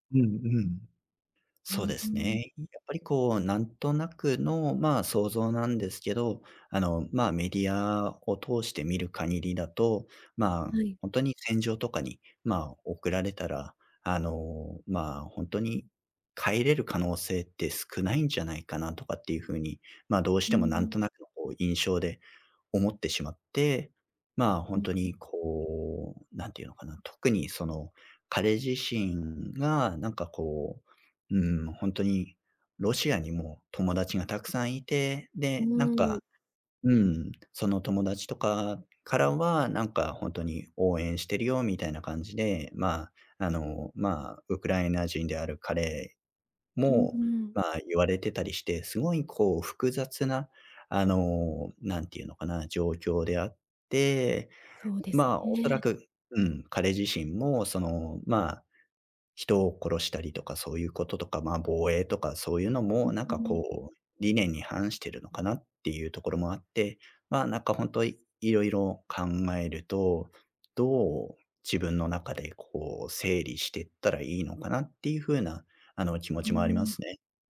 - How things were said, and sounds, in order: other background noise; other noise
- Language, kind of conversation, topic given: Japanese, advice, 別れた直後のショックや感情をどう整理すればよいですか？